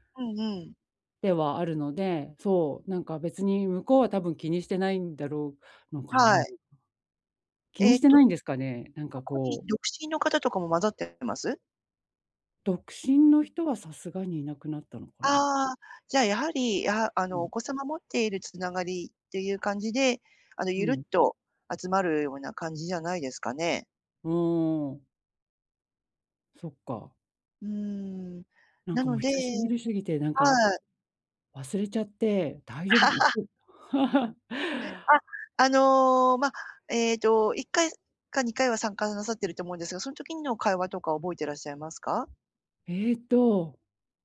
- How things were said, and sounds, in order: other noise; laugh; chuckle; tapping
- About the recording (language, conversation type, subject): Japanese, advice, 友人の集まりで孤立しないためにはどうすればいいですか？